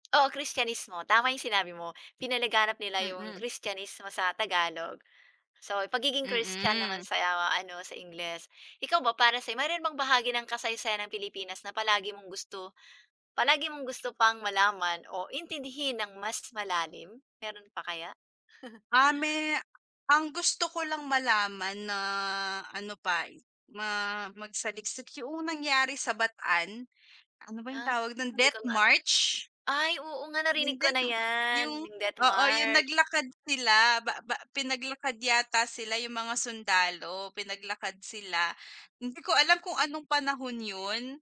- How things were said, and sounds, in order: tapping; chuckle; background speech
- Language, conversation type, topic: Filipino, unstructured, Ano ang unang naaalala mo tungkol sa kasaysayan ng Pilipinas?